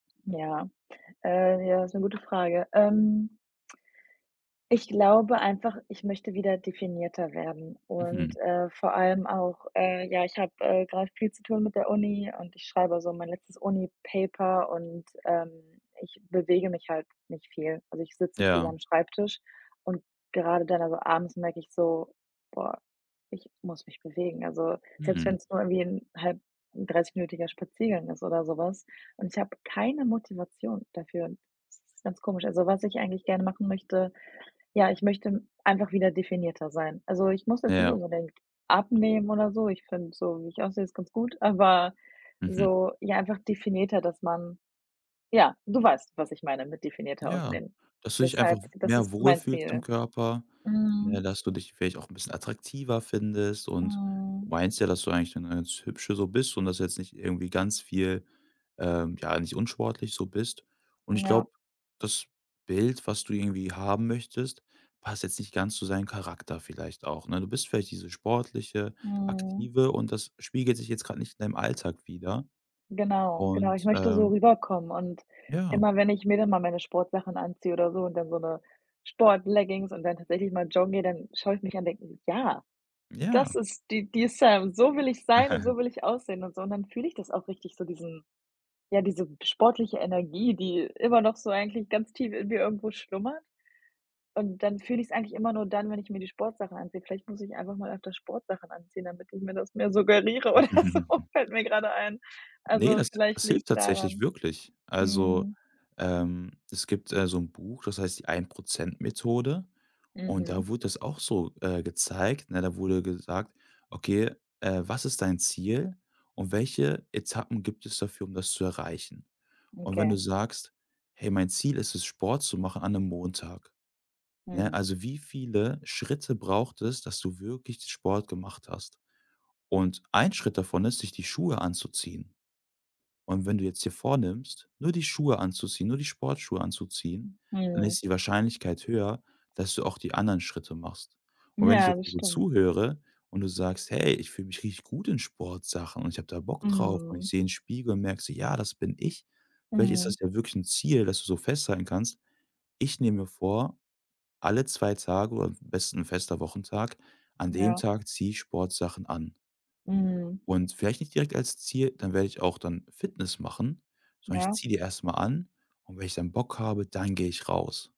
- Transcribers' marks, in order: other background noise; in English: "Uni-Paper"; drawn out: "Mhm"; chuckle; chuckle; laughing while speaking: "suggeriere oder so"
- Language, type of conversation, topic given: German, advice, Wie schaffe ich es, mein Sportprogramm langfristig durchzuhalten, wenn mir nach ein paar Wochen die Motivation fehlt?